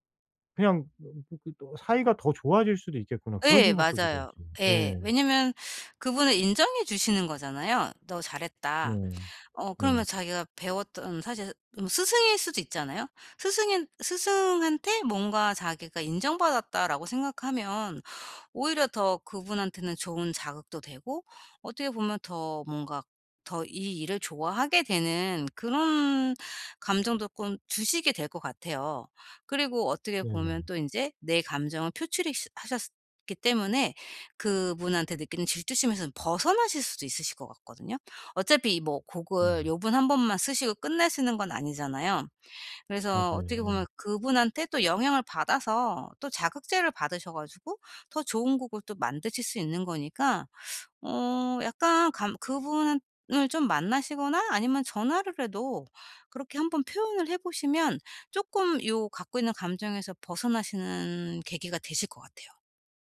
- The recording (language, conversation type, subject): Korean, advice, 친구가 잘될 때 질투심이 드는 저는 어떻게 하면 좋을까요?
- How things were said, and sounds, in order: none